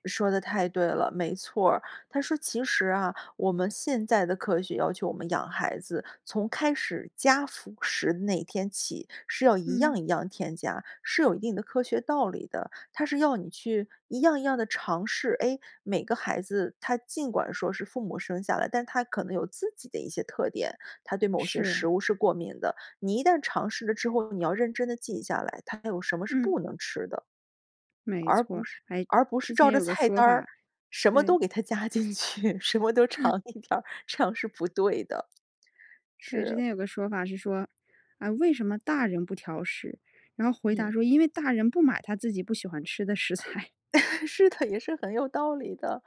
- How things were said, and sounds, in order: laughing while speaking: "加进去，什么都尝一点儿，这样"; chuckle; laughing while speaking: "材"; laugh; laughing while speaking: "是的，也是很有道理的"
- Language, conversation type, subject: Chinese, podcast, 家人挑食你通常怎么应对？